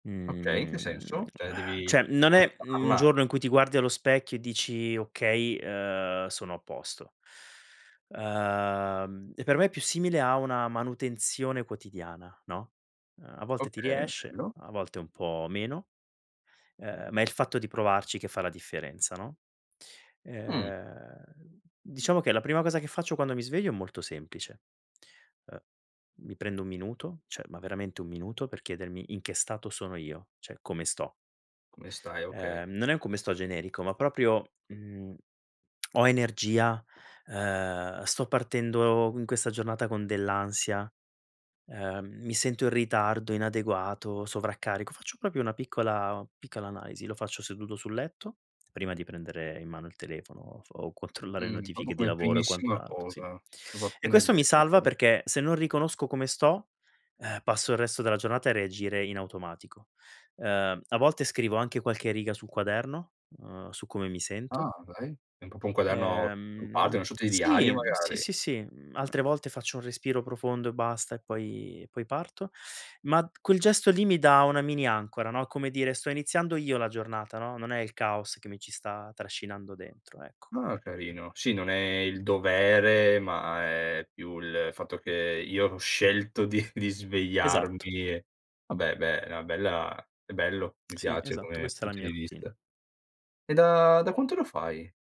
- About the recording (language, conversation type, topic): Italian, podcast, Come lavori sulla tua autostima giorno dopo giorno?
- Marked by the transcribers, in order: drawn out: "Mhmm"; exhale; "cioè" said as "ceh"; "Cioè" said as "ceh"; "cioè" said as "ceh"; "cioè" said as "ceh"; tongue click; "proprio" said as "propo"; "proprio" said as "propo"; other background noise; laughing while speaking: "di"; drawn out: "da"